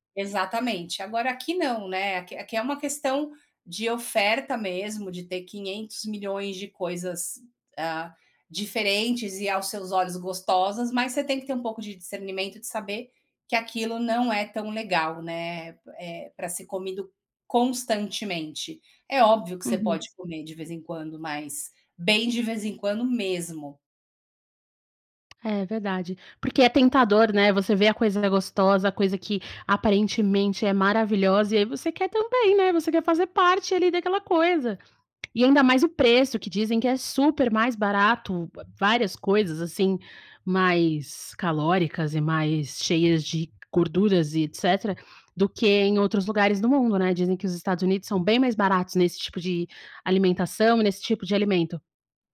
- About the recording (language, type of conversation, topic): Portuguese, podcast, Como a comida do novo lugar ajudou você a se adaptar?
- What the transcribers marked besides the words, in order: tapping